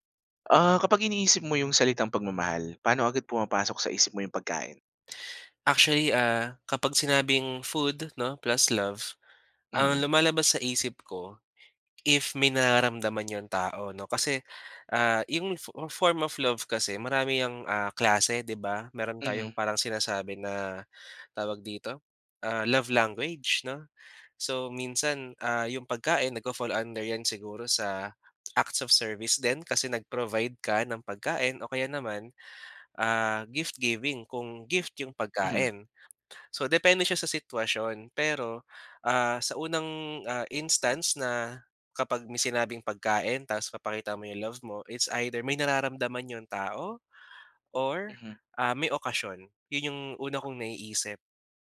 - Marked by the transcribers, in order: in English: "plus love"; other background noise; in English: "form of love"; in English: "love language"; in English: "nagfa-fall under"; in English: "acts of service"; in English: "gift giving"; in English: "instance"; in English: "It's either"; tapping
- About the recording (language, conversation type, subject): Filipino, podcast, Paano ninyo ipinapakita ang pagmamahal sa pamamagitan ng pagkain?